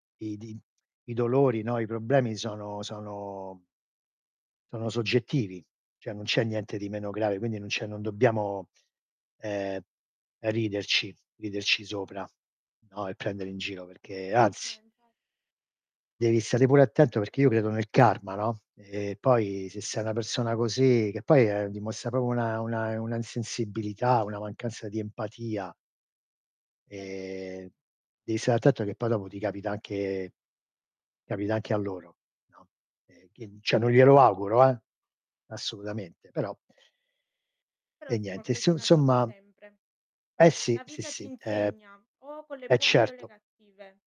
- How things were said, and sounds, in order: tapping; "cioè" said as "ceh"; "proprio" said as "propio"; "cioè" said as "ceh"; static
- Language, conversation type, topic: Italian, unstructured, Che cosa ti sorprende di più della salute mentale?